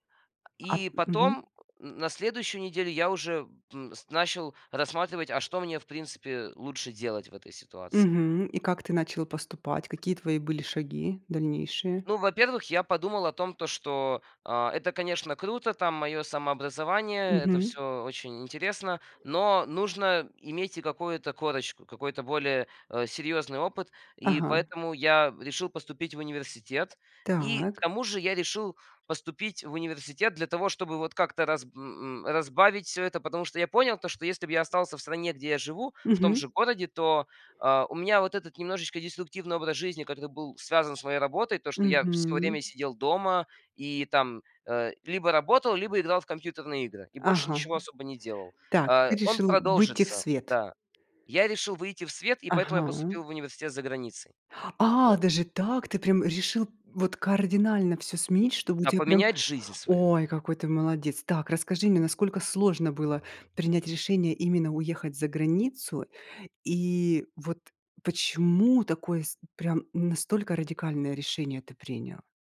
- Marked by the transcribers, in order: tapping; other noise; other background noise
- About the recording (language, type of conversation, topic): Russian, podcast, Что делать при эмоциональном выгорании на работе?